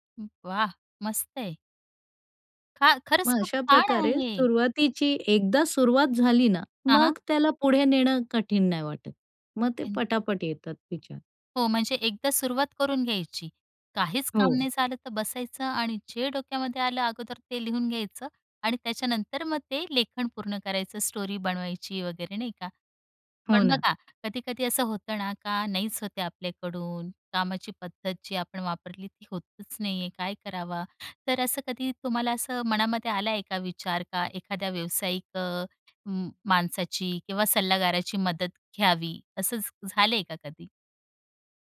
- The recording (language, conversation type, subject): Marathi, podcast, तुम्हाला सगळं जड वाटत असताना तुम्ही स्वतःला प्रेरित कसं ठेवता?
- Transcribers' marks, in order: other background noise; in English: "स्टोरी"